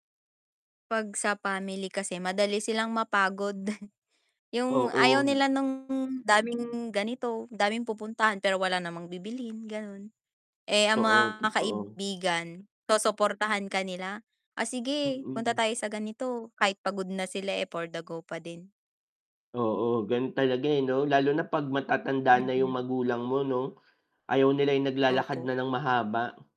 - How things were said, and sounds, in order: chuckle; distorted speech; static; mechanical hum; gasp
- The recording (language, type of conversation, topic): Filipino, unstructured, Paano ka magpapasya kung pupunta ka sa mall o sa parke?